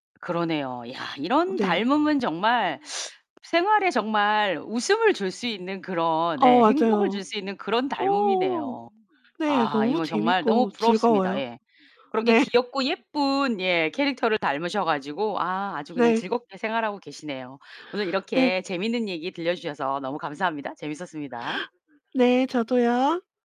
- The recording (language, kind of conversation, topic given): Korean, podcast, 미디어에서 나와 닮은 인물을 본 적이 있나요?
- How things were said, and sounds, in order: background speech; other background noise; distorted speech; laughing while speaking: "네"